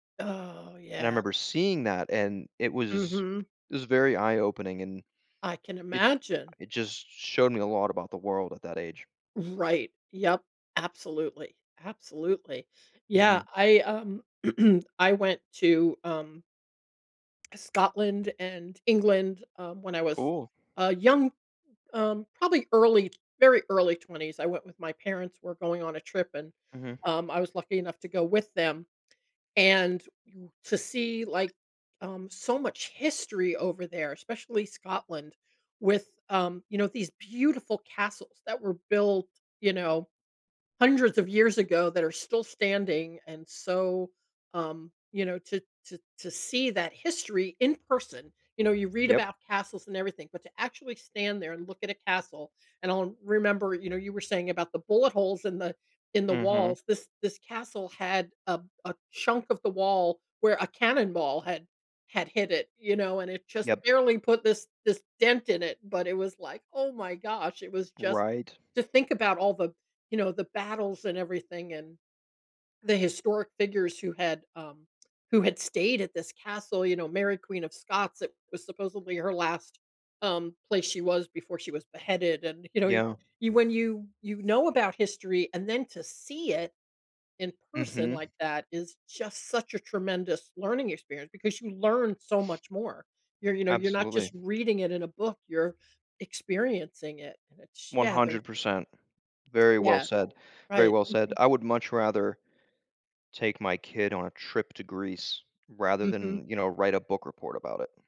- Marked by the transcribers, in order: throat clearing; other background noise; laughing while speaking: "you know"; sniff
- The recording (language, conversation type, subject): English, unstructured, What travel experience should everyone try?
- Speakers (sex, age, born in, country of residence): female, 60-64, United States, United States; male, 30-34, United States, United States